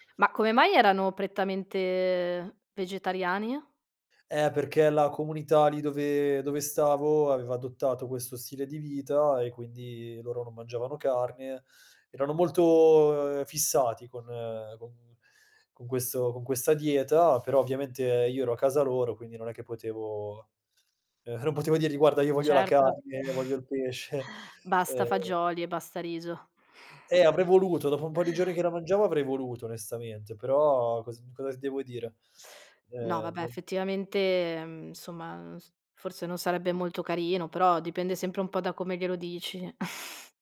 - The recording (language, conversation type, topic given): Italian, podcast, Hai mai partecipato a una cena in una famiglia locale?
- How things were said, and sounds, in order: chuckle; chuckle